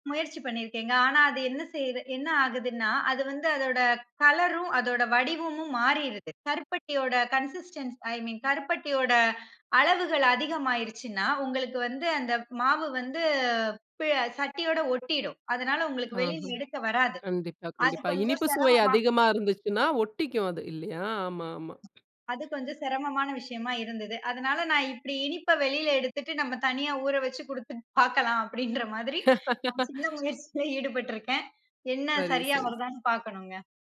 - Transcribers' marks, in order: in English: "கன்சிஸ்டென்சி. ஐ மின்"; other background noise; chuckle
- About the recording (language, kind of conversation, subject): Tamil, podcast, நீங்கள் புதிதாக ஒரு சுவையை கண்டறிந்த அனுபவம் என்ன?